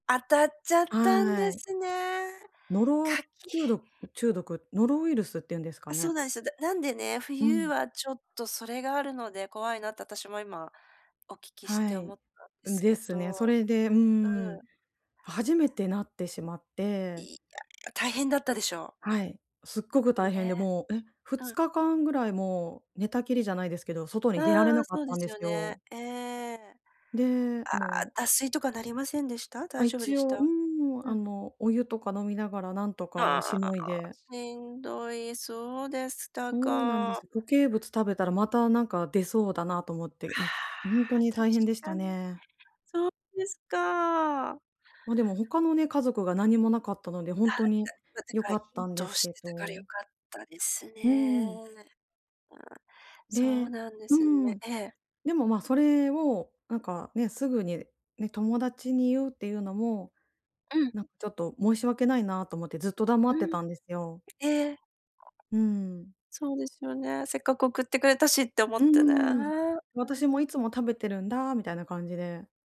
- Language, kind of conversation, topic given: Japanese, advice, 友達の複雑な感情に、どうすれば上手に対応できますか？
- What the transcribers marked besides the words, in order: other noise